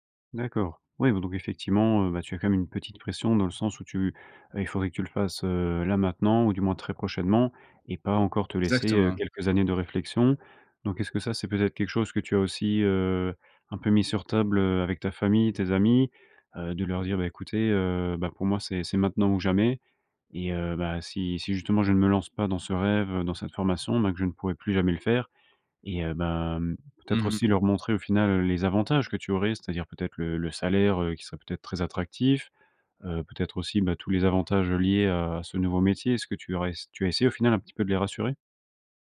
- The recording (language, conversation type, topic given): French, advice, Comment gérer la pression de choisir une carrière stable plutôt que de suivre sa passion ?
- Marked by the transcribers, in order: none